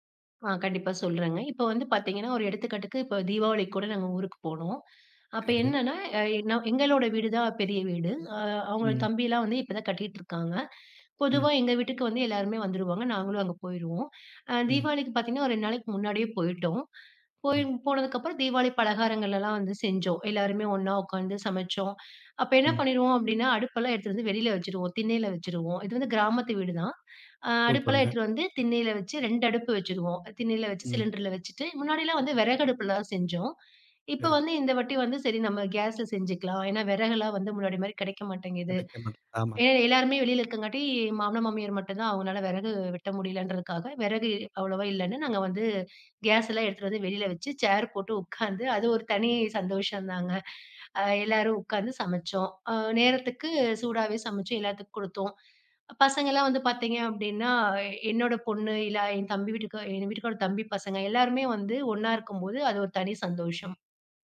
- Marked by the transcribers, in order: horn
- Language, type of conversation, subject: Tamil, podcast, ஒரு பெரிய விருந்துச் சமையலை முன்கூட்டியே திட்டமிடும்போது நீங்கள் முதலில் என்ன செய்வீர்கள்?